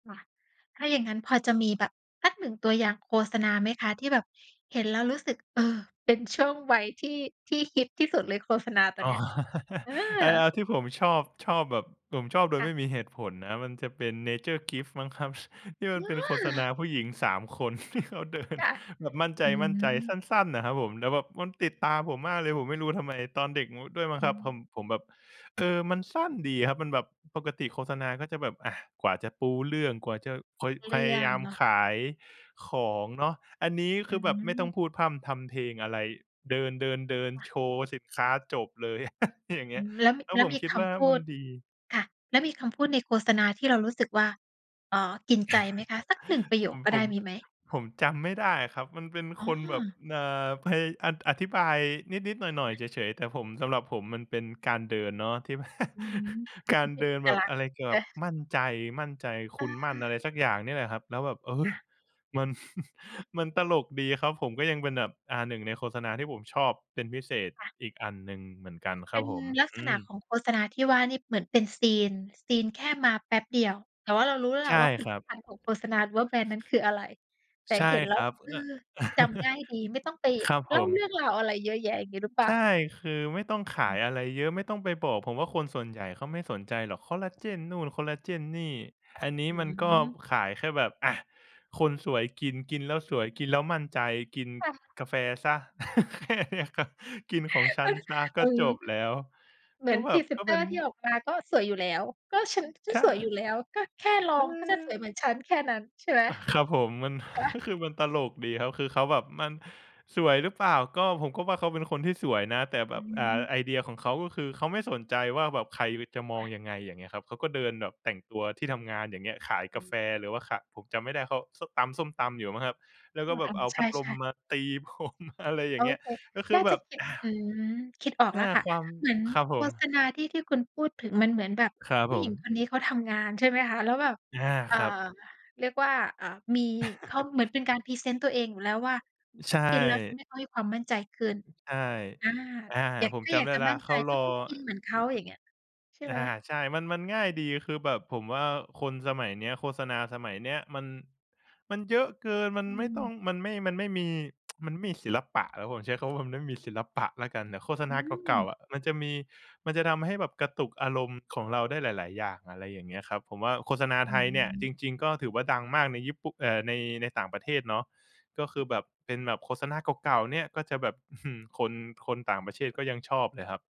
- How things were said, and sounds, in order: tapping; laughing while speaking: "อ๋อ"; chuckle; surprised: "อา"; laughing while speaking: "ที่เขาเดิน"; other background noise; laugh; chuckle; chuckle; chuckle; laugh; laugh; laughing while speaking: "แค่นี้ครับ"; put-on voice: "เออ"; chuckle; laughing while speaking: "ผม"; chuckle; tsk
- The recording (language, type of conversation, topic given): Thai, podcast, คุณมีความทรงจำเกี่ยวกับโฆษณาเก่าเรื่องไหนที่ติดตาจนถึงตอนนี้บ้าง?